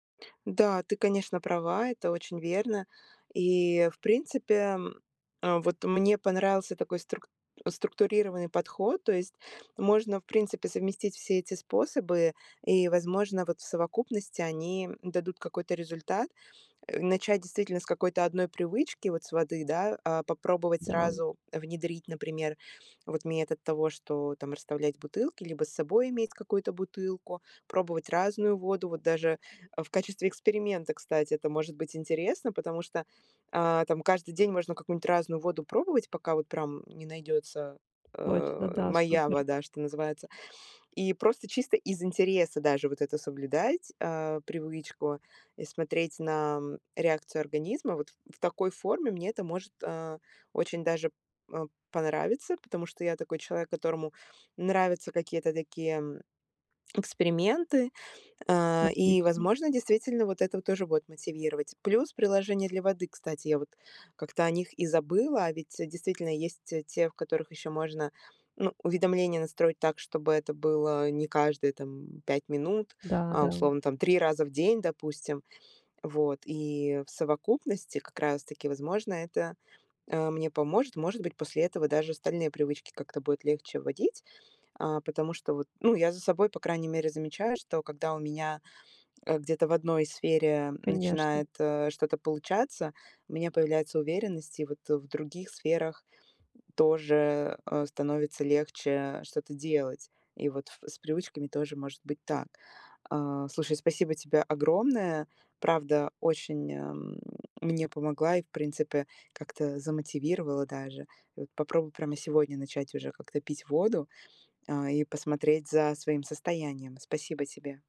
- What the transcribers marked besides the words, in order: tapping
- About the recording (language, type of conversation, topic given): Russian, advice, Как маленькие ежедневные шаги помогают добиться устойчивых изменений?